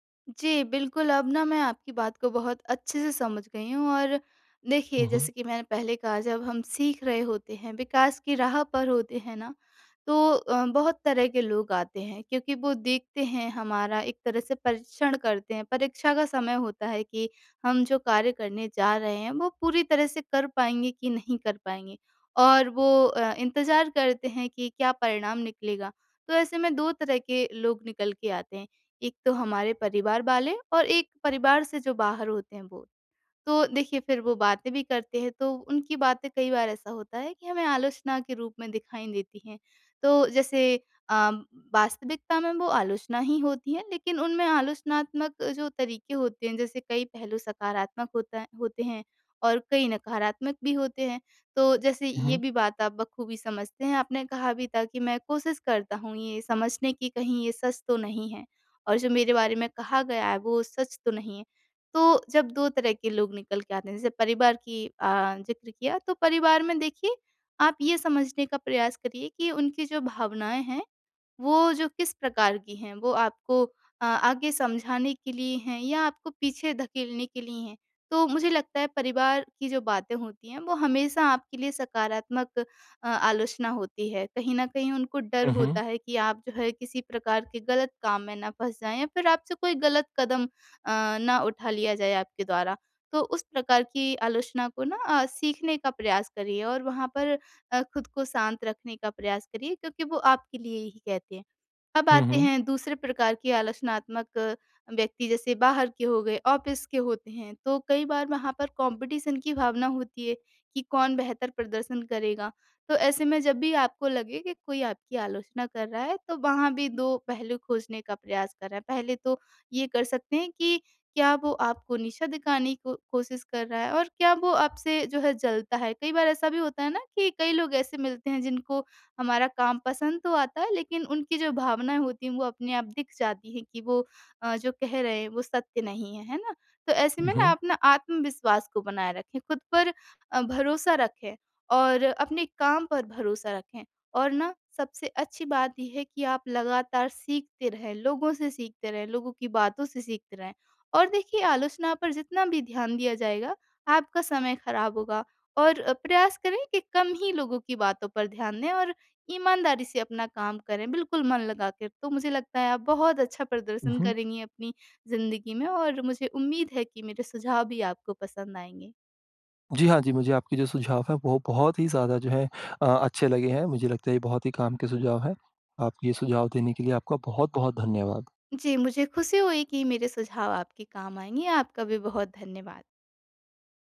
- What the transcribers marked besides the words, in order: in English: "ऑफ़िस"; in English: "कॉम्पिटिशन"
- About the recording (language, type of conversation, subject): Hindi, advice, विकास के लिए आलोचना स्वीकार करने में मुझे कठिनाई क्यों हो रही है और मैं क्या करूँ?